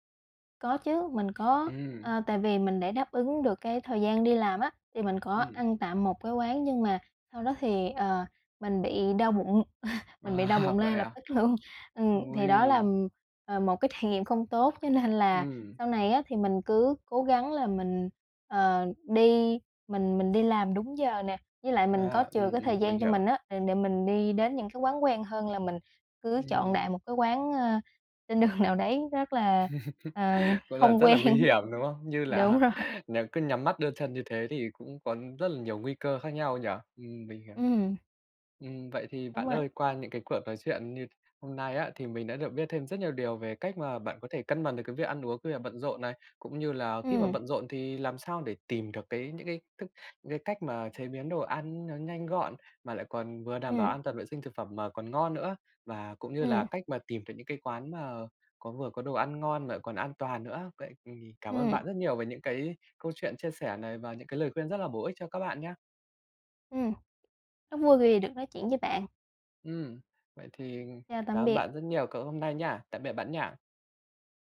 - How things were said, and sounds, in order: tapping; laugh; laughing while speaking: "Wow!"; laughing while speaking: "luôn"; laughing while speaking: "trải"; laughing while speaking: "cho nên là"; laugh; laughing while speaking: "đường"; laughing while speaking: "quen"
- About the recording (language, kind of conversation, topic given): Vietnamese, podcast, Làm sao để cân bằng chế độ ăn uống khi bạn bận rộn?